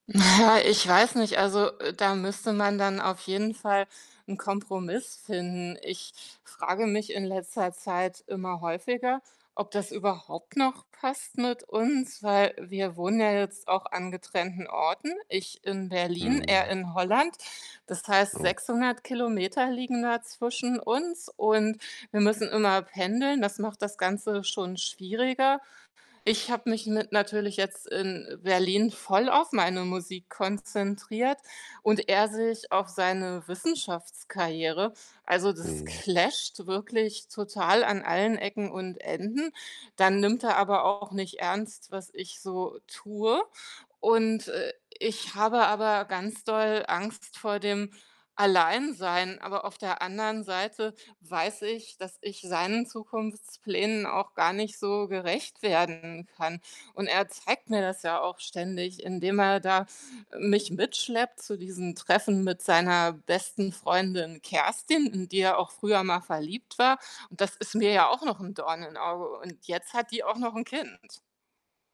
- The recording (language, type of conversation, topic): German, advice, Wie geht ihr mit unterschiedlichen Zukunftsplänen und einem unterschiedlichen Kinderwunsch um?
- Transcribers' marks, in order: other background noise; in English: "clasht"; distorted speech